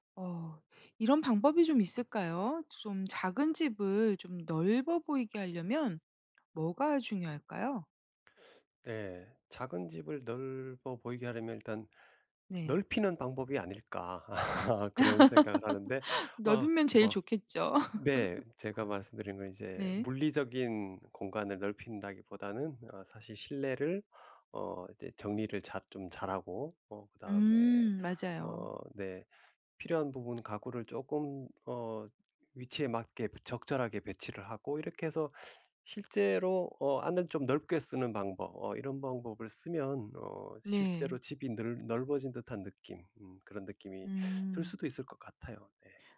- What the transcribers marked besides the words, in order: other background noise; laugh; laugh
- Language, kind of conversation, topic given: Korean, podcast, 작은 집이 더 넓어 보이게 하려면 무엇이 가장 중요할까요?